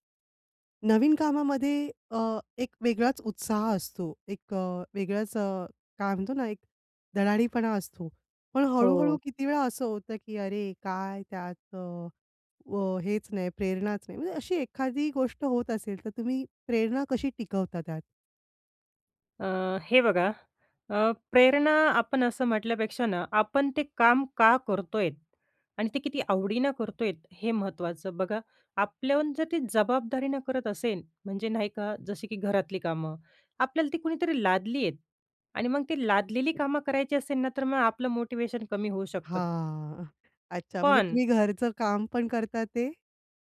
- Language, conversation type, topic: Marathi, podcast, तू कामात प्रेरणा कशी टिकवतोस?
- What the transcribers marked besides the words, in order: in English: "मोटिवेशन"; drawn out: "हां"